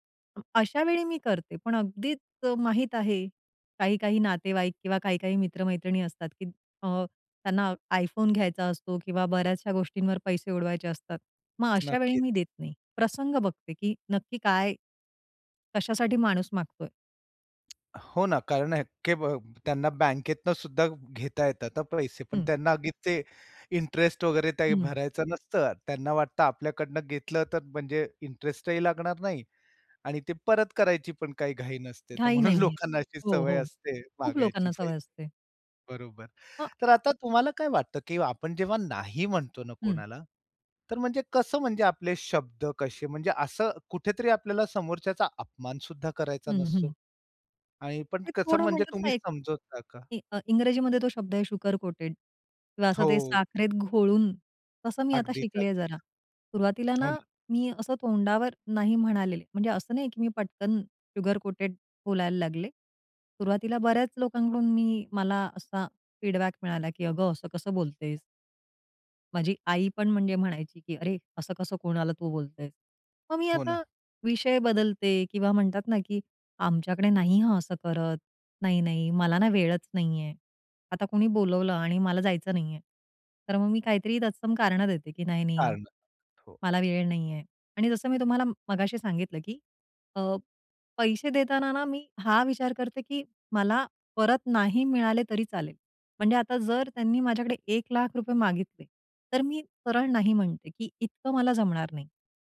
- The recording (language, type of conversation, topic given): Marathi, podcast, नकार म्हणताना तुम्हाला कसं वाटतं आणि तुम्ही तो कसा देता?
- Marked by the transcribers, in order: other background noise; tapping; laughing while speaking: "तर म्हणून लोकांना अशी सवय असते मागायची पाहिजे बरोबर"; in English: "शुगर कोटेड"; in English: "शुगर कोटेड"; in English: "फीडबॅक"